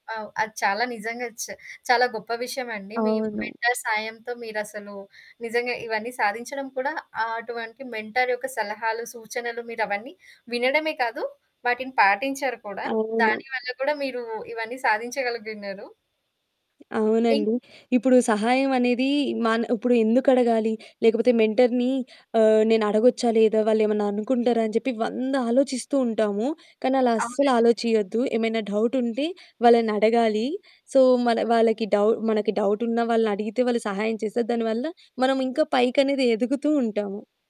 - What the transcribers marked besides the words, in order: static; in English: "మెంటర్"; other background noise; in English: "మెంటర్"; in English: "మెంటర్‌ని"; in English: "సో"
- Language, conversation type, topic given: Telugu, podcast, మెంటర్‌ను సంప్రదించి మార్గదర్శకత్వం కోరాలని అనుకుంటే మీరు ఎలా ప్రారంభిస్తారు?